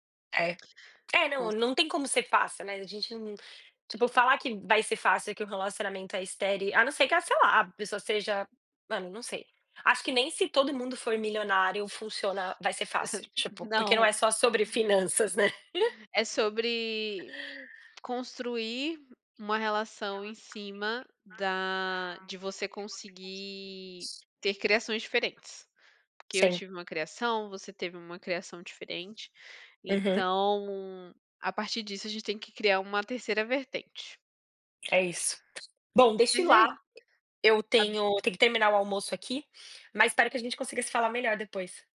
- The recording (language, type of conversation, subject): Portuguese, unstructured, Como você define um relacionamento saudável?
- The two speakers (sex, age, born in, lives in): female, 30-34, Brazil, France; female, 30-34, Brazil, United States
- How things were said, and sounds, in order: tapping; in English: "steady"; other background noise; chuckle; laugh; background speech